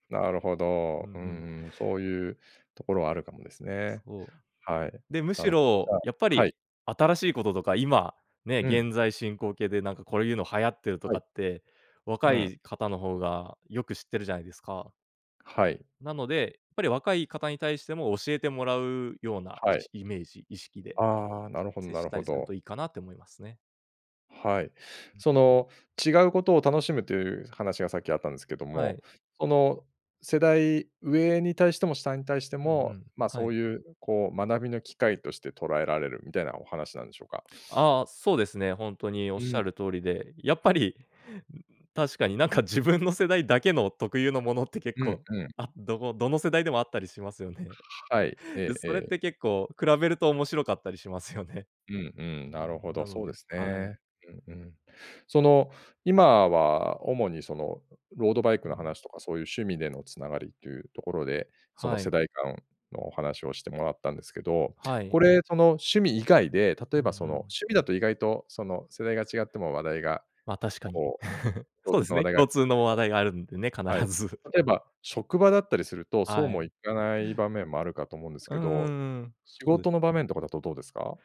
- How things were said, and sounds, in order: other noise; chuckle
- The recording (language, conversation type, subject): Japanese, podcast, 世代間のつながりを深めるには、どのような方法が効果的だと思いますか？